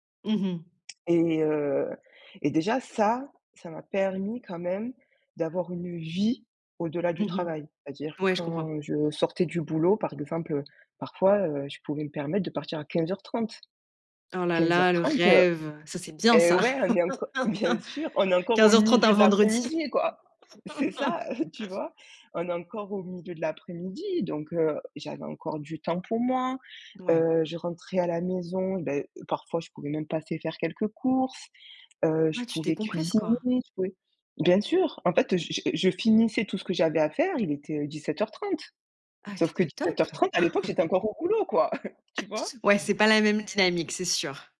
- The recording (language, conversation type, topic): French, podcast, Comment trouves-tu un bon équilibre entre le travail et la vie personnelle ?
- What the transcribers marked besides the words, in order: tapping; stressed: "vie"; other background noise; laugh; laughing while speaking: "C'est ça"; laugh; chuckle